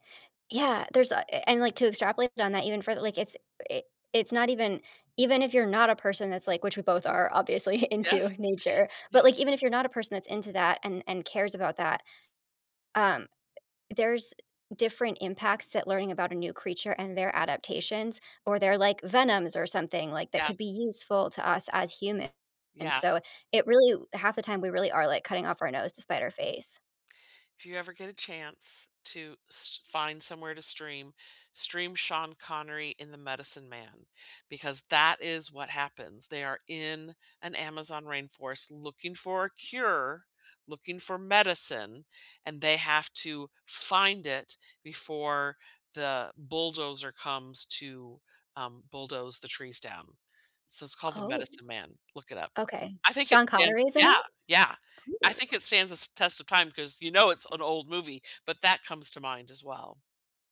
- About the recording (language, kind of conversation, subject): English, unstructured, What emotions do you feel when you see a forest being cut down?
- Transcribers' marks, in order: laughing while speaking: "obviously"; chuckle; stressed: "medicine"